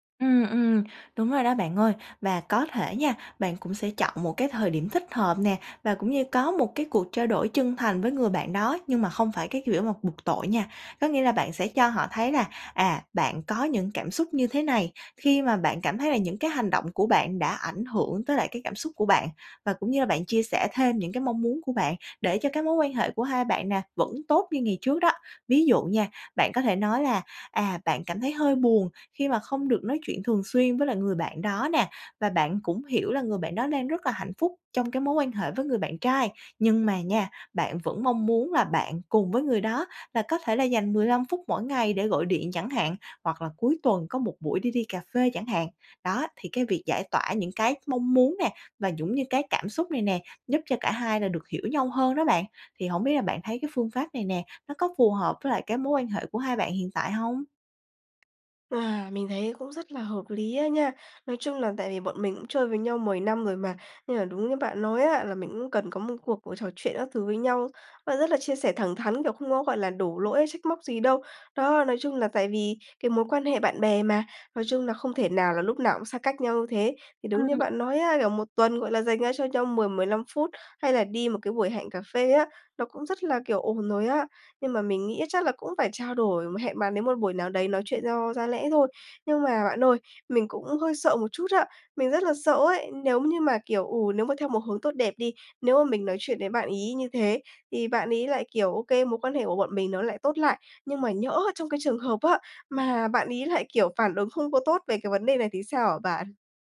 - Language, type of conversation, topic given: Vietnamese, advice, Làm sao để xử lý khi tình cảm bạn bè không được đáp lại tương xứng?
- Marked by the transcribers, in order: tapping; "cũng" said as "nhũng"; other background noise